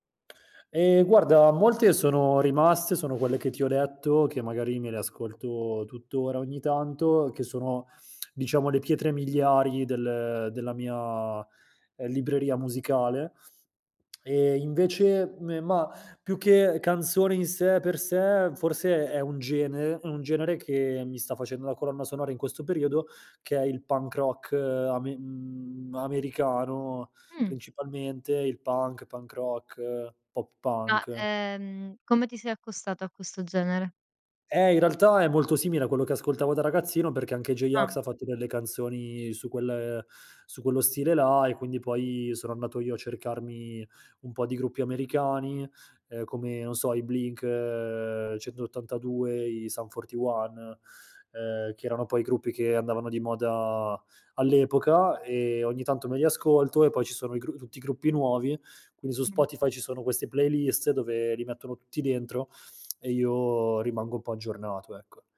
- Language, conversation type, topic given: Italian, podcast, Qual è la colonna sonora della tua adolescenza?
- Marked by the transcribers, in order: other background noise; tongue click